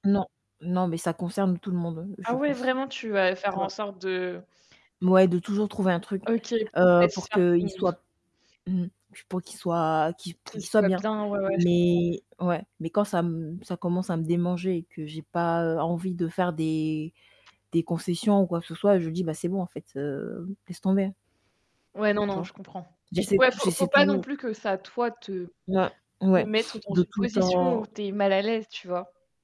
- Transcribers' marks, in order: static; distorted speech; tapping; other noise; other background noise
- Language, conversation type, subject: French, unstructured, Préféreriez-vous être toujours entouré de gens ou passer du temps seul ?